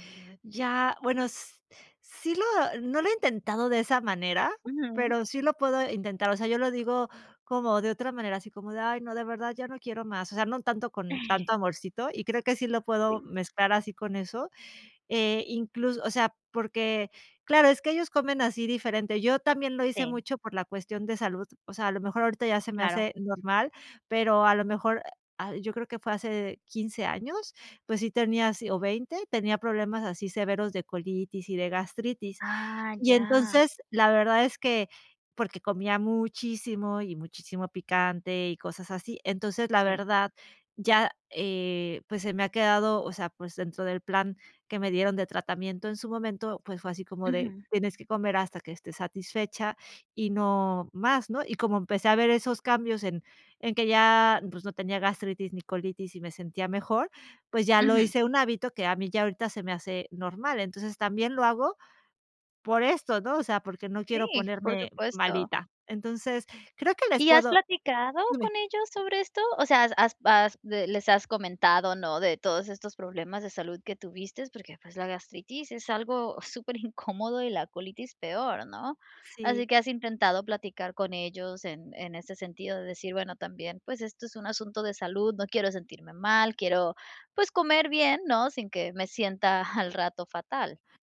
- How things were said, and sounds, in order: other background noise; tapping
- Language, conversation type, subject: Spanish, advice, ¿Cómo puedo manejar la presión social cuando como fuera?